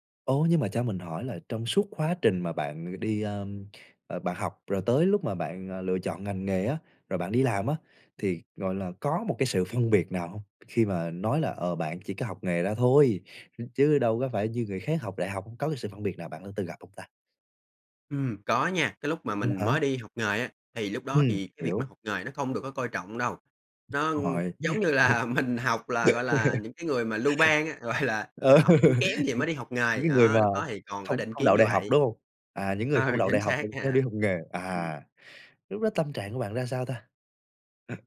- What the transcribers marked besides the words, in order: tapping; other background noise; laugh; laughing while speaking: "Ừ"; laughing while speaking: "là mình"; laughing while speaking: "gọi là"; laughing while speaking: "Ừ, chính xác nha"; hiccup
- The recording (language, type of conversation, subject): Vietnamese, podcast, Học nghề có nên được coi trọng như học đại học không?